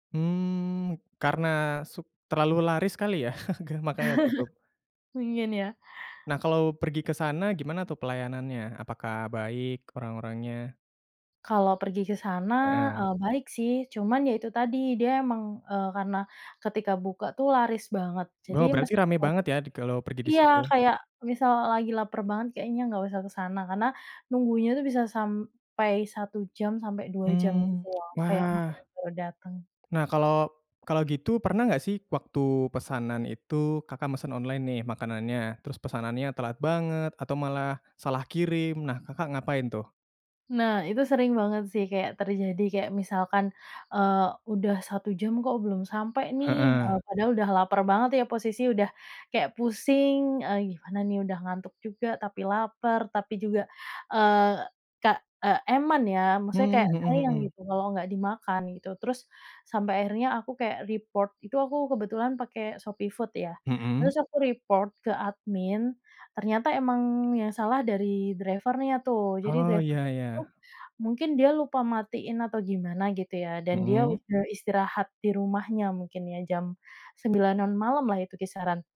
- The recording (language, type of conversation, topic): Indonesian, podcast, Bagaimana pengalaman kamu memesan makanan lewat aplikasi, dan apa saja hal yang kamu suka serta bikin kesal?
- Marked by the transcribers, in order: chuckle; other animal sound; other background noise; in English: "report"; in English: "report"; tapping; in English: "driver-nya"; in English: "driver-nya"